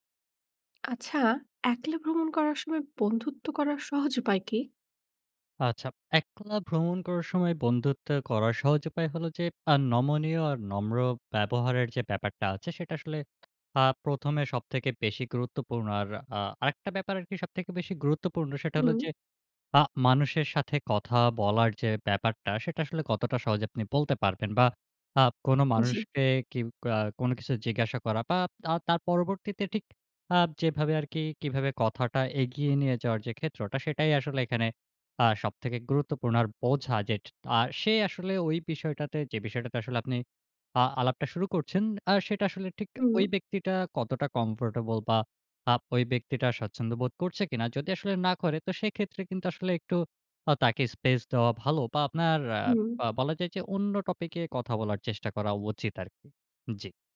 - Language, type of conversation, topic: Bengali, podcast, একলা ভ্রমণে সহজে বন্ধুত্ব গড়ার উপায় কী?
- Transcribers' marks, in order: none